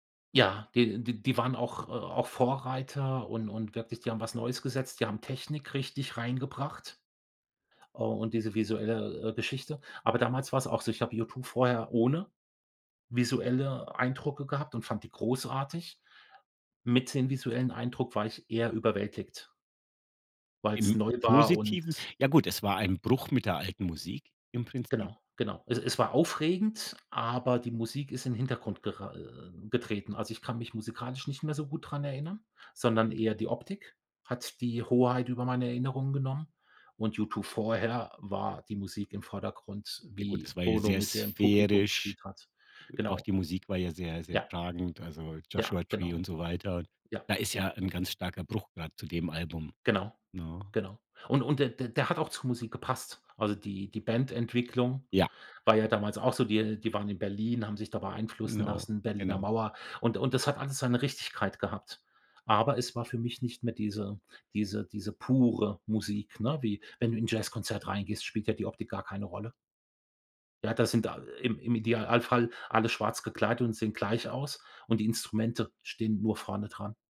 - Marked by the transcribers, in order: other background noise; stressed: "pure"
- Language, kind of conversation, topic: German, podcast, Welche Rolle spielt Musik in deiner Identität?